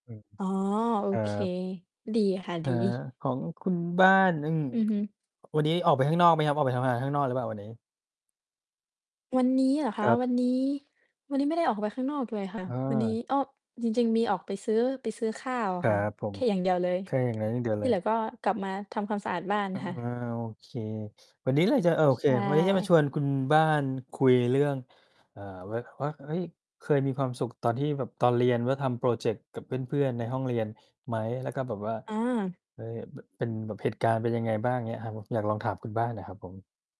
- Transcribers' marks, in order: distorted speech; mechanical hum
- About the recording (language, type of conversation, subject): Thai, unstructured, คุณเคยรู้สึกมีความสุขจากการทำโครงงานในห้องเรียนไหม?